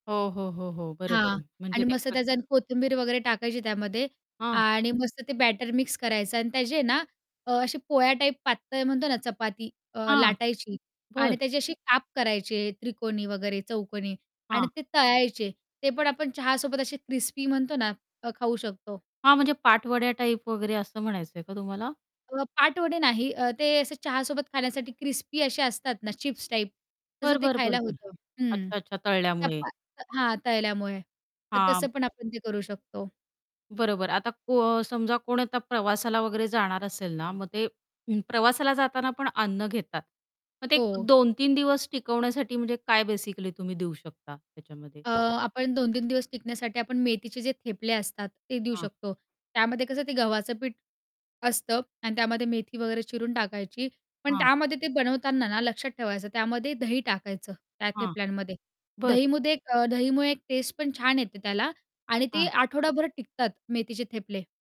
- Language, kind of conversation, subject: Marathi, podcast, उरलेलं/कालचं अन्न दुसऱ्या दिवशी अगदी ताजं आणि नव्या चवीचं कसं करता?
- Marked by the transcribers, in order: static; other background noise; distorted speech; in English: "बेसिकली"